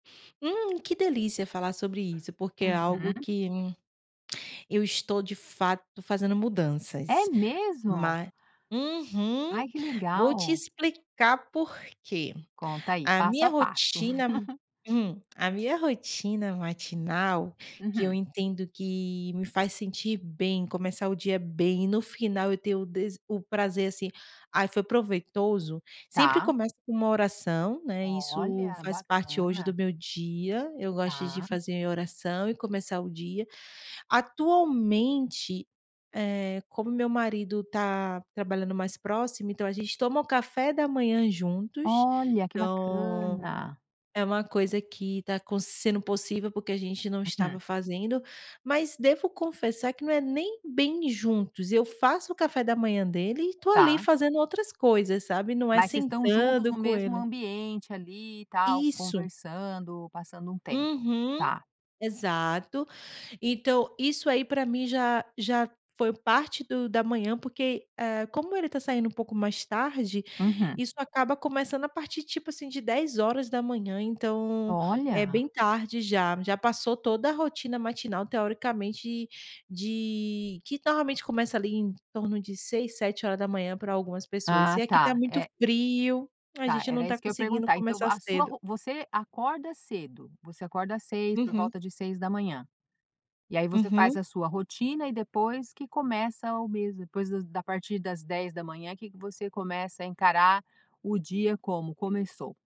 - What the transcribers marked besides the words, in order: chuckle
- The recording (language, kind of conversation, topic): Portuguese, podcast, Qual rotina matinal te ajuda a começar bem o dia?